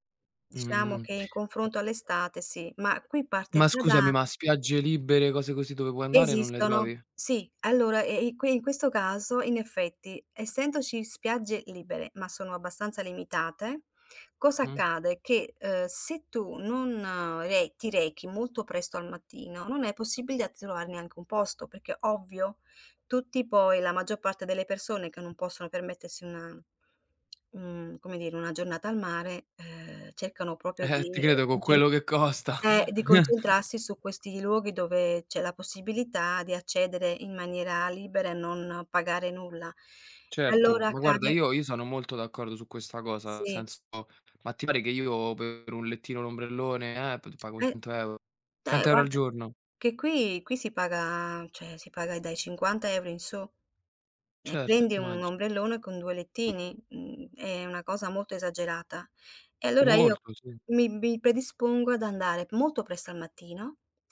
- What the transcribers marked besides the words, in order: other background noise; "possibilità" said as "possibilià"; tapping; "proprio" said as "propio"; laughing while speaking: "che costa"; chuckle; "cioè" said as "ceh"; "immagino" said as "mmagino"
- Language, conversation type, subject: Italian, unstructured, Come si può risparmiare denaro senza rinunciare ai piaceri quotidiani?